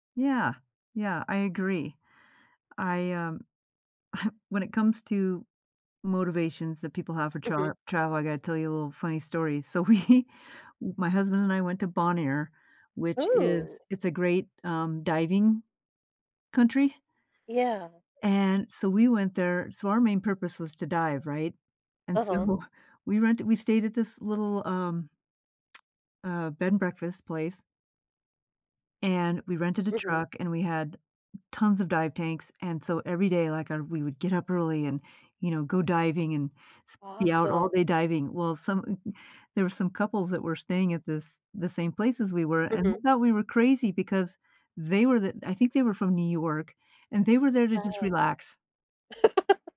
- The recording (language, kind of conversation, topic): English, podcast, How does exploring new places impact the way we see ourselves and the world?
- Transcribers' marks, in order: chuckle; laughing while speaking: "we"; other background noise; tsk; laugh